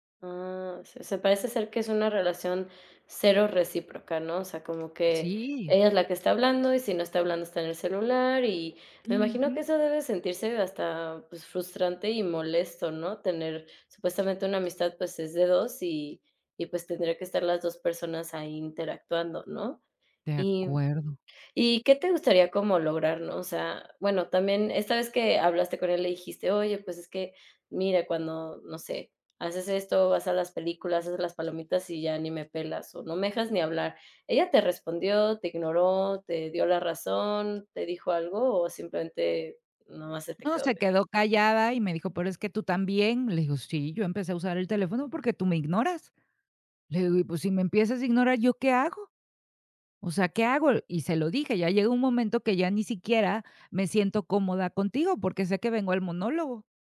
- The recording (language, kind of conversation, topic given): Spanish, advice, ¿Cómo puedo hablar con un amigo que me ignora?
- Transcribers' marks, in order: none